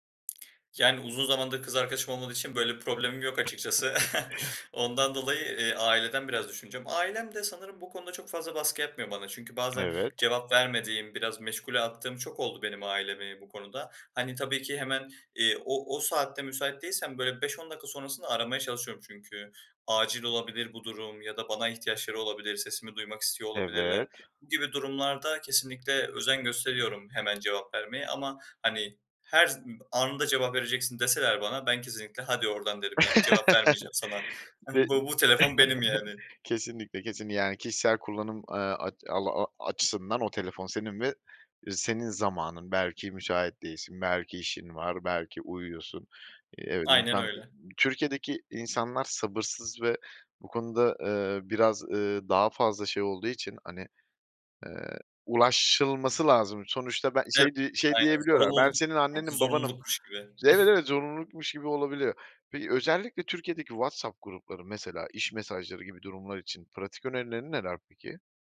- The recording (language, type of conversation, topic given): Turkish, podcast, İnternetten uzak durmak için hangi pratik önerilerin var?
- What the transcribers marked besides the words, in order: other background noise; chuckle; tapping; chuckle; unintelligible speech; chuckle